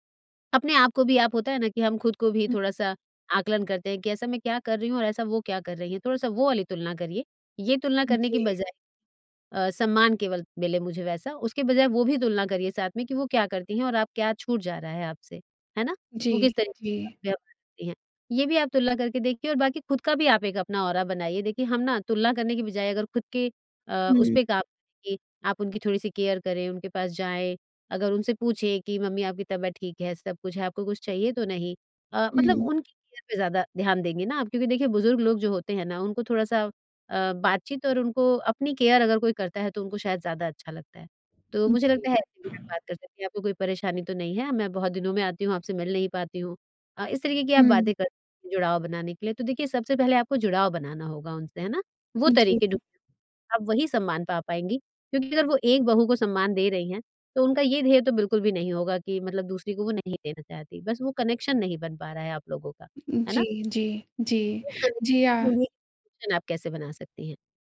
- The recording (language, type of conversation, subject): Hindi, advice, शादी के बाद ससुराल में स्वीकार किए जाने और अस्वीकार होने के संघर्ष से कैसे निपटें?
- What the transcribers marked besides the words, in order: in English: "केयर"; in English: "केयर"; unintelligible speech; in English: "कनेक्शन"; unintelligible speech